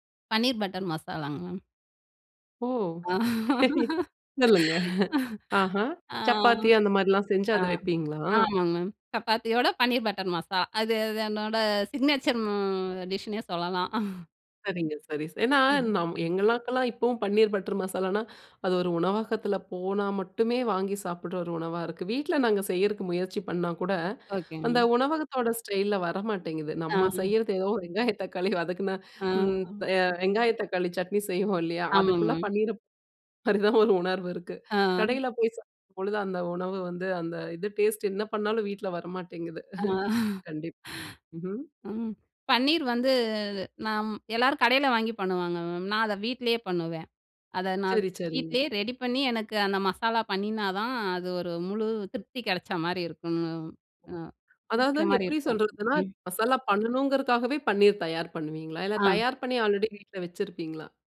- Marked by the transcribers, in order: chuckle; laughing while speaking: "சொல்லுங்க"; laughing while speaking: "ஆ. ஆ. ஆமாங்க மேம். சப்பாத்தியோட … டிஷ்ஷு ன்னே சொல்லலாம்"; laugh; anticipating: "சப்பாத்தி அந்த மாரிலாம் செஞ்சு அத வைப்பீங்களா?"; in English: "சிக்னேச்சர்"; in English: "டிஷ்ஷு"; "எங்களுக்கெல்லாம்" said as "எங்கனாக்கலாம்"; inhale; inhale; unintelligible speech; inhale; "சாப்பிடும்" said as "சாப்"; chuckle; inhale; chuckle; drawn out: "வந்து"; other noise; anticipating: "மசாலா பண்ணனும்ங்றக்காகவே பன்னீர் தயார் பண்ணுவீங்களா? இல்ல தயார் பண்ணி ஆல்ரெடி வீட்ல வச்சுருப்பீங்களா?"
- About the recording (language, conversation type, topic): Tamil, podcast, விருந்தினர்களுக்கு உணவு தயாரிக்கும் போது உங்களுக்கு முக்கியமானது என்ன?